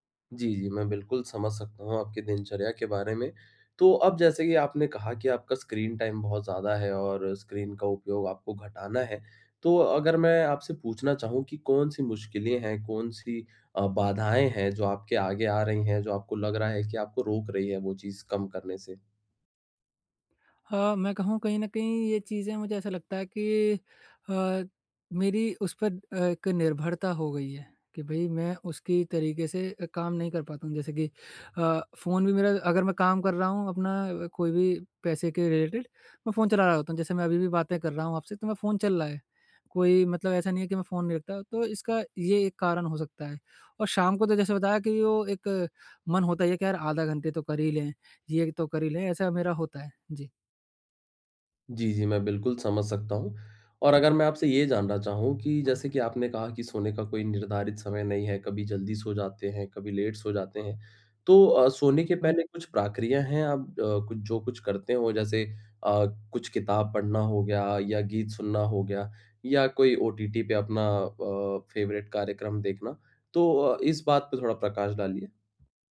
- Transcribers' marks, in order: in English: "रिलेटेड"; other background noise; in English: "फ़ेवरेट"
- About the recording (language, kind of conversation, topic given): Hindi, advice, शाम को नींद बेहतर करने के लिए फोन और अन्य स्क्रीन का उपयोग कैसे कम करूँ?
- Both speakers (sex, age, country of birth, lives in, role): male, 20-24, India, India, user; male, 25-29, India, India, advisor